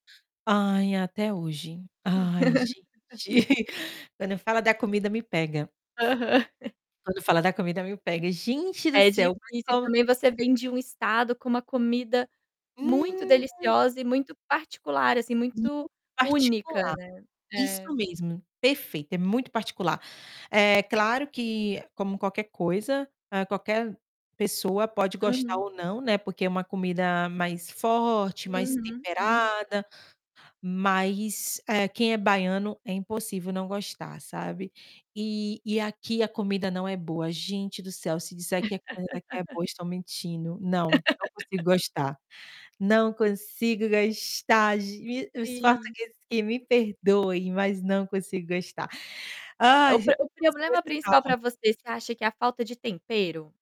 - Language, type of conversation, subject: Portuguese, podcast, Como foi o seu primeiro choque cultural em uma viagem?
- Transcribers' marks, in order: other background noise; distorted speech; laugh; chuckle; chuckle; mechanical hum; tapping; laugh; laugh